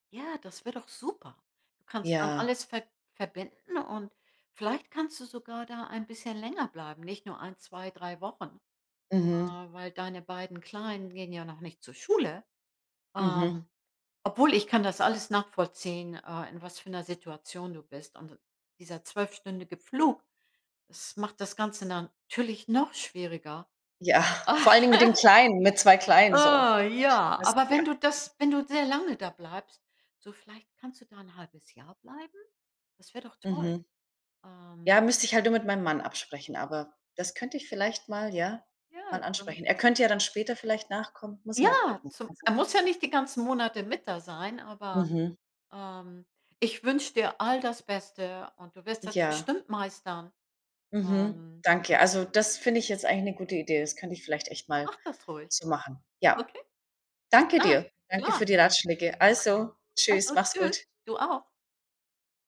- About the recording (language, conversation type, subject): German, advice, Wie gehst du nach dem Umzug mit Heimweh und Traurigkeit um?
- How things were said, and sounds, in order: laughing while speaking: "Ja"; laugh; anticipating: "Oh ja"; unintelligible speech; joyful: "Ja"; other background noise